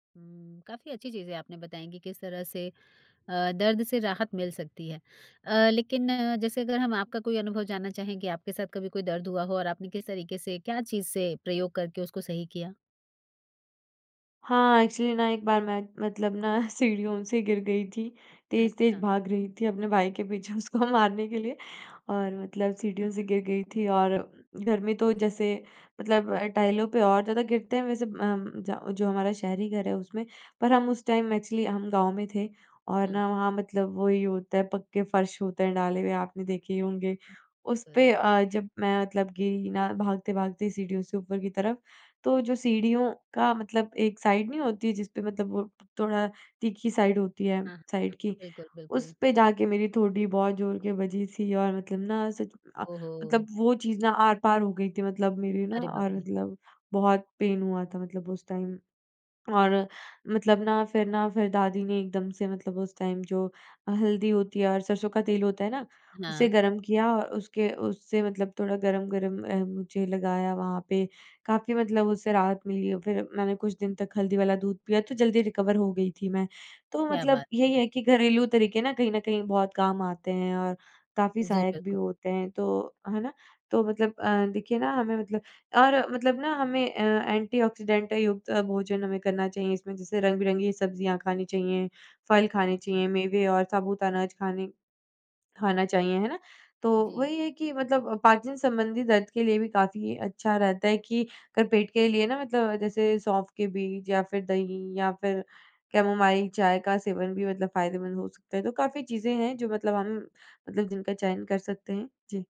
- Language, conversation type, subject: Hindi, podcast, दर्द से निपटने के आपके घरेलू तरीके क्या हैं?
- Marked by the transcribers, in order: in English: "एक्चुअली"; laughing while speaking: "सीढ़ियों से गिर गई थी"; laughing while speaking: "उसको मारने के लिए"; chuckle; in English: "टाइम एक्चुअली"; in English: "फ़र्श"; tapping; in English: "साइड"; in English: "साइड"; in English: "साइड"; in English: "पेन"; in English: "टाइम"; in English: "रिकवर"; in English: "एंटीऑक्सीडेंट"